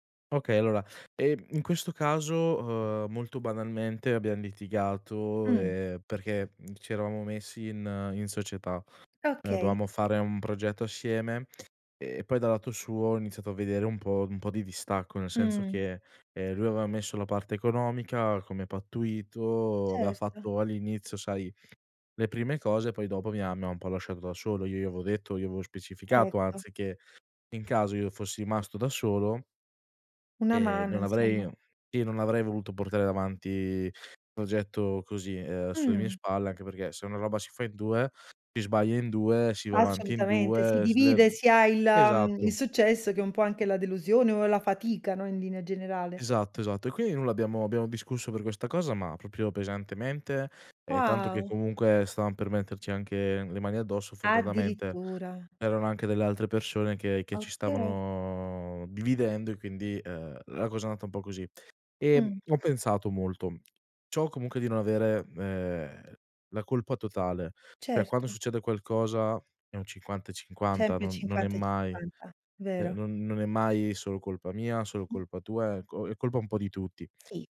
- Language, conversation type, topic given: Italian, podcast, Come puoi riparare la fiducia dopo un errore?
- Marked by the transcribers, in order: "dovevamo" said as "doveamo"; tapping; "proprio" said as "propio"; "cioè" said as "ceh"